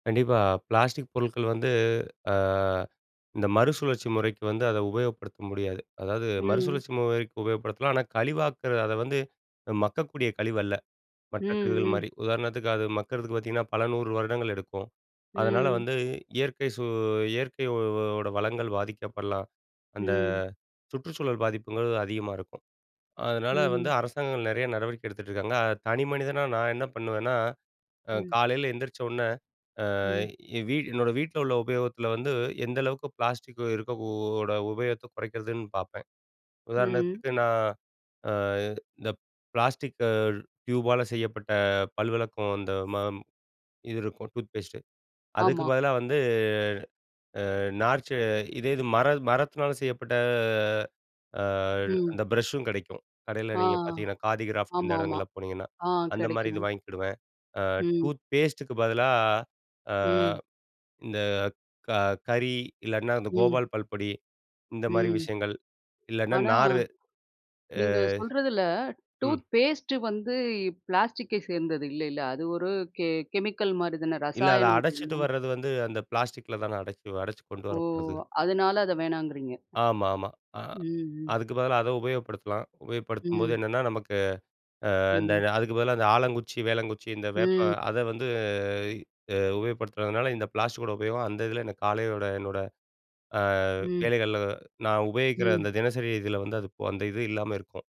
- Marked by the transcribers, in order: in English: "பிளாஸ்டிக்"; in English: "பிளாஸ்டிக்"; in English: "பிளாஸ்டிக்க டியூபால"; drawn out: "அ"; in English: "ப்ரஷ்சும்"; in English: "டூத்பேஸ்ட்டுக்கு"; drawn out: "ஆ"; in English: "டூத் பேஸ்ட்"; in English: "பிளாஸ்டிக்கை"; in English: "கெமிக்கல்"; unintelligible speech; in English: "பிளாஸ்டிக்ல"; in English: "பிளாஸ்டிக்கோட"; drawn out: "அ"
- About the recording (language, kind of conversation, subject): Tamil, podcast, பிளாஸ்டிக் பயன்படுத்தாமல் நாளை முழுவதும் நீங்கள் எப்படி கழிப்பீர்கள்?